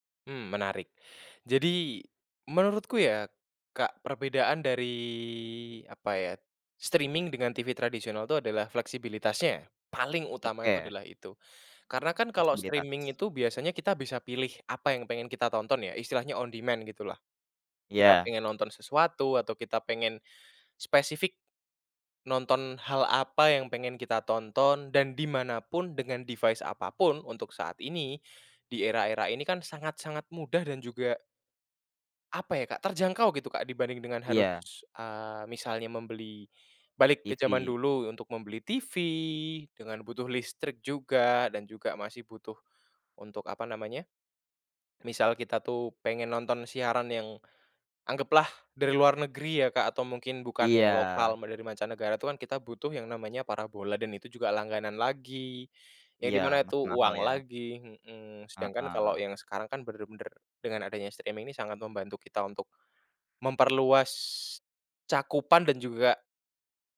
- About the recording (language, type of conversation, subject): Indonesian, podcast, Apa pendapatmu tentang streaming dibandingkan televisi tradisional?
- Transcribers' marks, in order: in English: "streaming"; in English: "streaming"; other background noise; in English: "on demand"; in English: "device"; in English: "streaming"